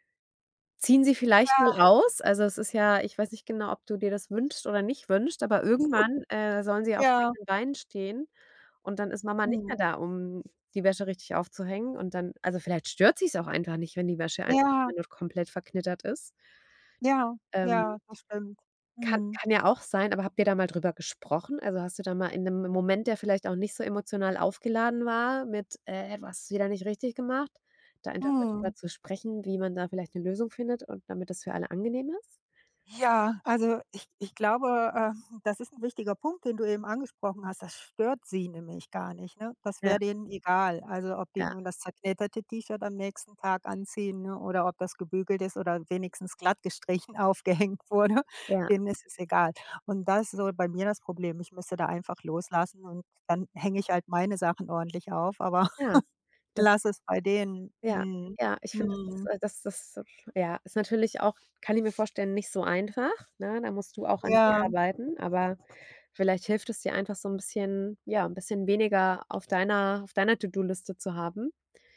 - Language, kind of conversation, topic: German, advice, Warum fällt es mir schwer, Aufgaben zu delegieren, und warum will ich alles selbst kontrollieren?
- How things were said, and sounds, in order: chuckle; other background noise; laughing while speaking: "aufgehängt wurde"; snort